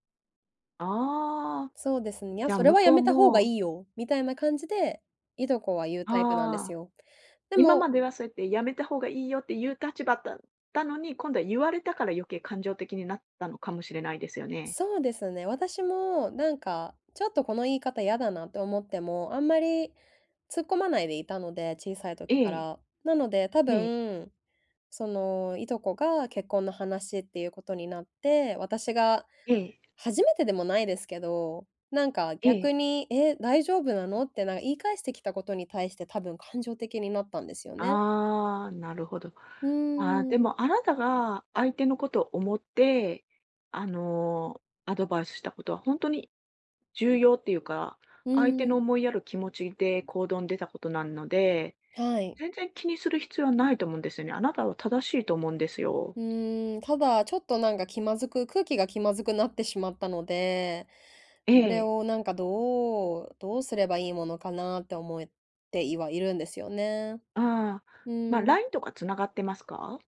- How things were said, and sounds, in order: other noise
- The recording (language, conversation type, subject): Japanese, advice, 家族の集まりで意見が対立したとき、どう対応すればよいですか？